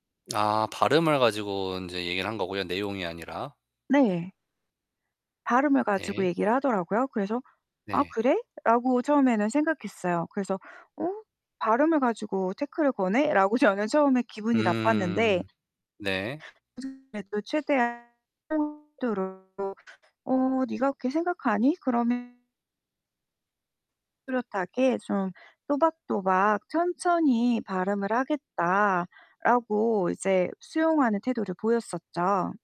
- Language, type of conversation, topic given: Korean, advice, 평가 회의에서 건설적인 비판과 인신공격을 어떻게 구분하면 좋을까요?
- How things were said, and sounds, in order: tapping; laughing while speaking: "저는"; static; unintelligible speech; distorted speech; unintelligible speech